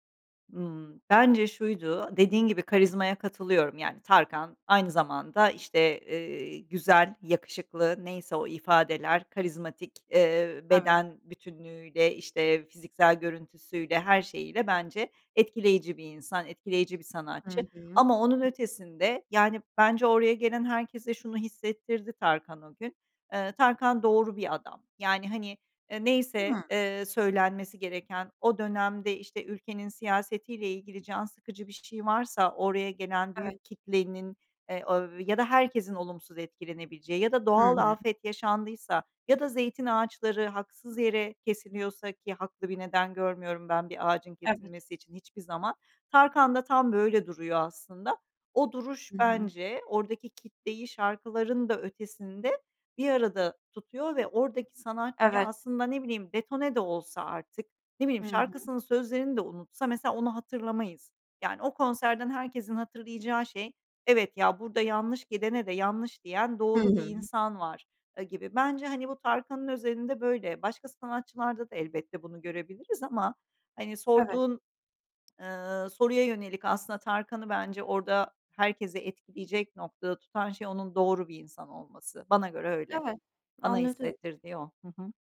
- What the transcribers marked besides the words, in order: other background noise; tapping
- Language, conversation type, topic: Turkish, podcast, Canlı konserler senin için ne ifade eder?